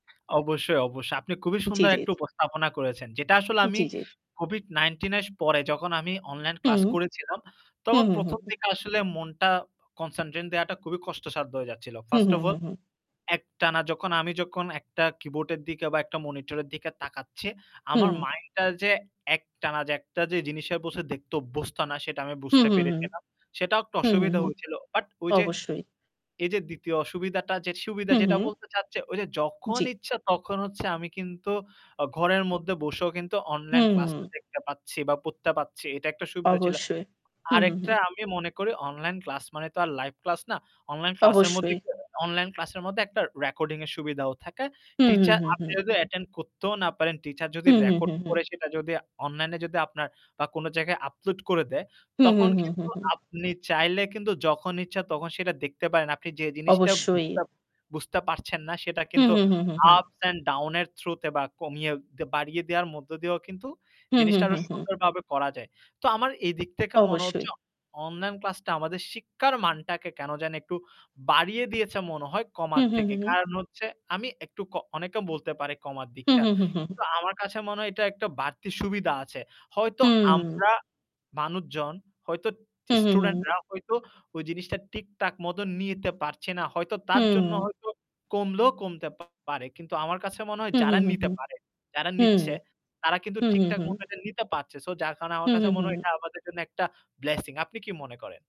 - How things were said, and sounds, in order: static; other background noise; "করেছিলাম" said as "করেচিলাম"; "কনসেনট্রেট" said as "কনসানট্রেন"; in English: "first of all"; in English: "ups and down"; "মধ্য" said as "মদ্দ"; distorted speech; "শিক্ষার" said as "সিক্কার"; "ঠিক-ঠাক" said as "টিকটাক"; in English: "blessing"
- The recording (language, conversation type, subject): Bengali, unstructured, অনলাইন ক্লাস কি শিক্ষার মান কমিয়ে দিয়েছে?